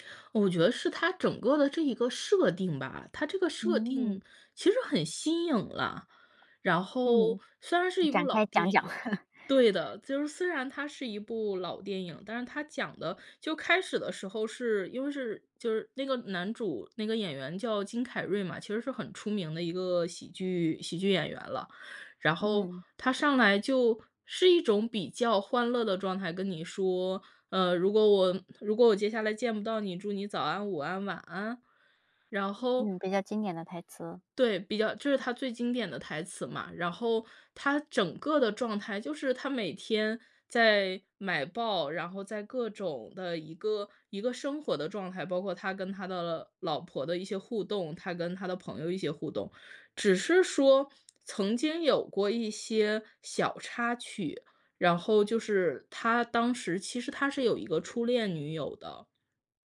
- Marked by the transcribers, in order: other background noise; chuckle
- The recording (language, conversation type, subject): Chinese, podcast, 你最喜欢的一部电影是哪一部？